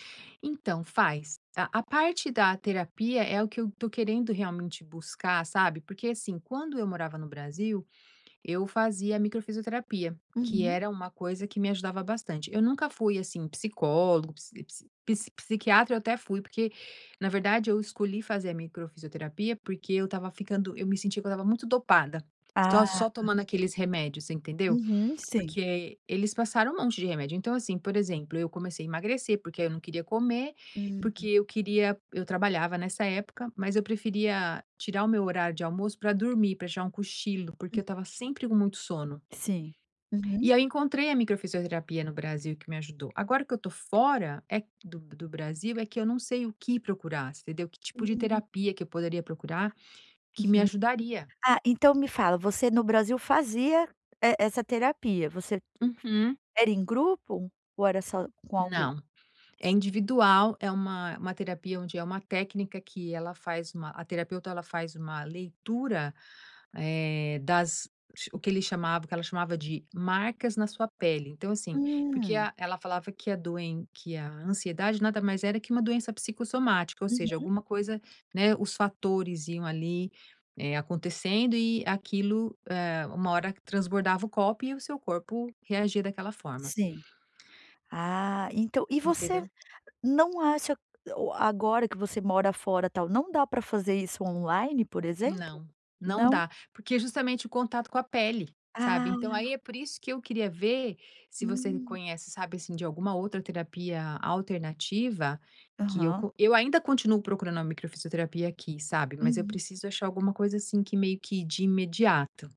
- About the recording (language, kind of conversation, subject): Portuguese, advice, Como posso reconhecer minha ansiedade sem me julgar quando ela aparece?
- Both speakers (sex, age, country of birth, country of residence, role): female, 40-44, Brazil, United States, advisor; female, 50-54, United States, United States, user
- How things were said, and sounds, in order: other background noise